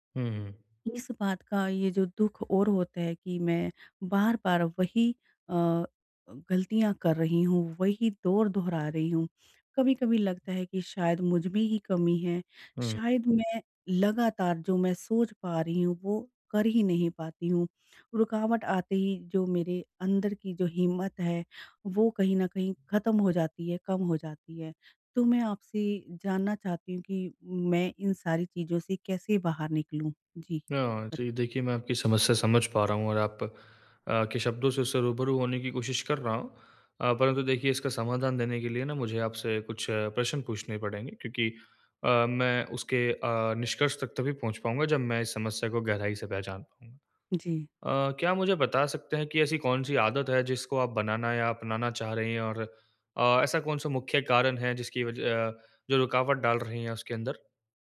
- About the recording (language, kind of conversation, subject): Hindi, advice, रुकावटों के बावजूद मैं अपनी नई आदत कैसे बनाए रखूँ?
- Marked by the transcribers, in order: none